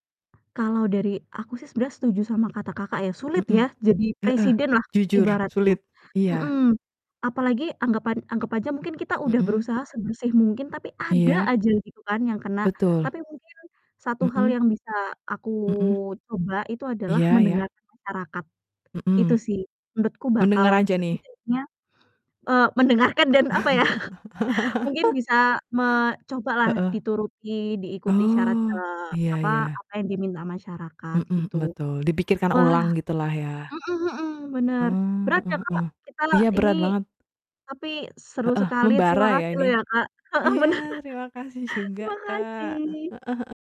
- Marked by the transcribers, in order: other background noise; distorted speech; laugh; laugh; laughing while speaking: "bener"; chuckle
- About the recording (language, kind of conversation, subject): Indonesian, unstructured, Mengapa banyak orang kehilangan kepercayaan terhadap pemerintah?